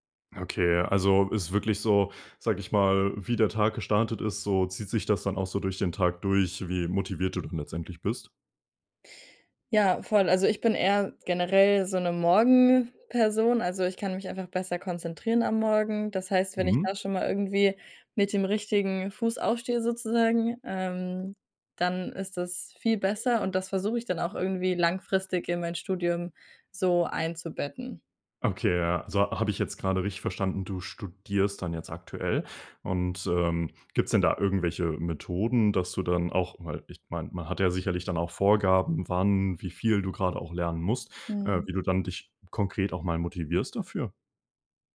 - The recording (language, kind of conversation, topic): German, podcast, Wie bleibst du langfristig beim Lernen motiviert?
- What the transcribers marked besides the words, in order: none